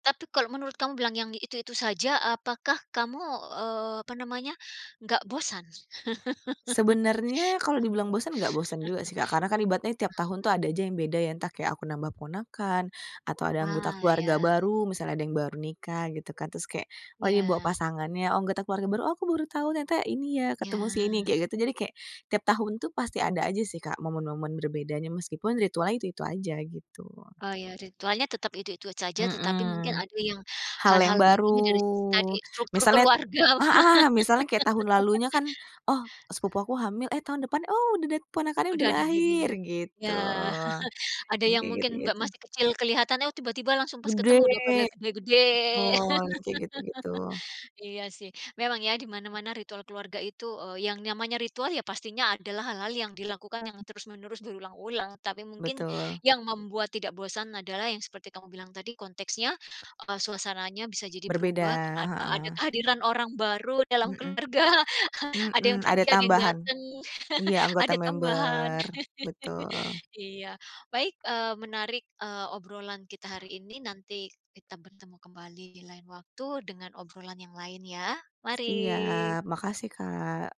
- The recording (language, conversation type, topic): Indonesian, podcast, Ritual keluarga apa yang terus kamu jaga hingga kini dan makin terasa berarti, dan kenapa begitu?
- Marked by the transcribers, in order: laugh; chuckle; drawn out: "baru"; laugh; in English: "baby-nya"; chuckle; laugh; tapping; laughing while speaking: "keluarga"; chuckle; in English: "member"; chuckle; laugh; other background noise